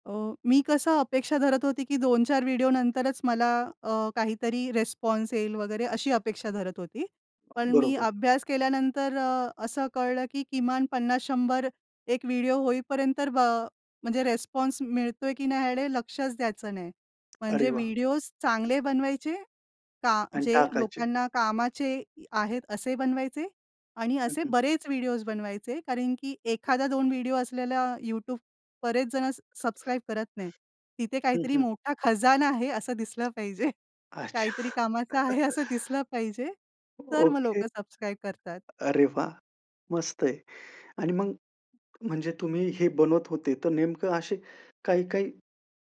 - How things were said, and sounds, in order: in English: "रिस्पॉन्स"; in English: "रिस्पॉन्स"; tapping; other background noise; laughing while speaking: "असं दिसलं पाहिजे"; laugh
- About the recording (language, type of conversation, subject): Marathi, podcast, तुमची आवडती सर्जनशील हौस कोणती आहे आणि तिच्याबद्दल थोडं सांगाल का?